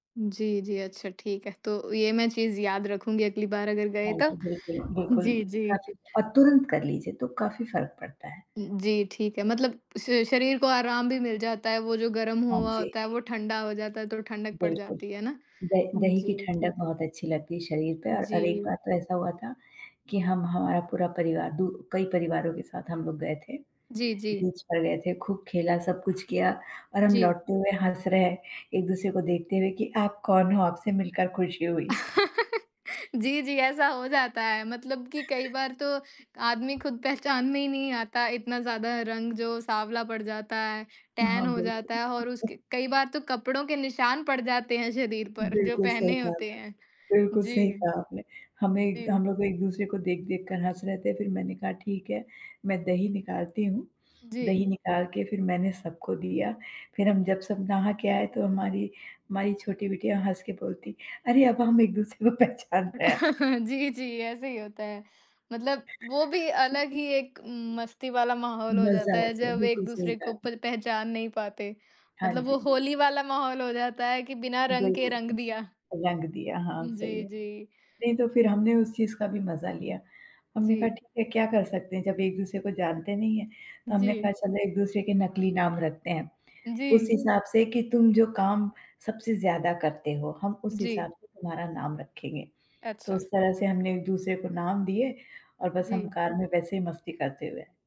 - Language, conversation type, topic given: Hindi, unstructured, आप गर्मी की छुट्टियाँ पहाड़ों पर बिताना पसंद करेंगे या समुद्र तट पर?
- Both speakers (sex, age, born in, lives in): female, 20-24, India, United States; female, 50-54, India, United States
- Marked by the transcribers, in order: other background noise; tapping; chuckle; in English: "टैन"; laughing while speaking: "को पहचान रहे हैं"; chuckle